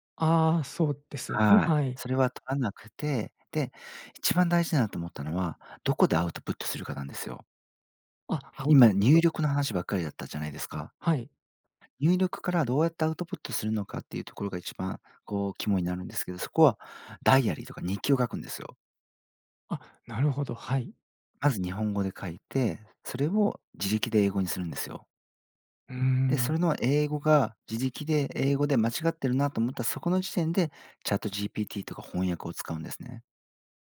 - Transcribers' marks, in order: in English: "アウトプット"; in English: "アウトプット"; in English: "アウトプット"; in English: "ダイアリー"
- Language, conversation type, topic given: Japanese, podcast, 自分に合う勉強法はどうやって見つけましたか？